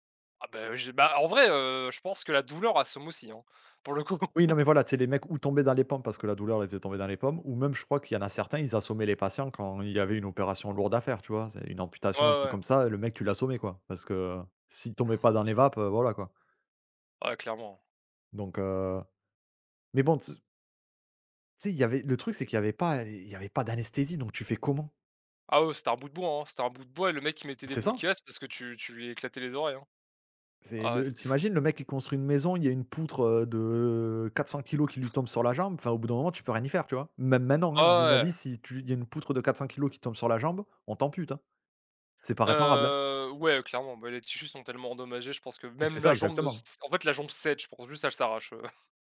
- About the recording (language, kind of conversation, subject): French, unstructured, Qu’est-ce qui te choque dans certaines pratiques médicales du passé ?
- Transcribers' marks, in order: laugh; chuckle; drawn out: "Heu"; chuckle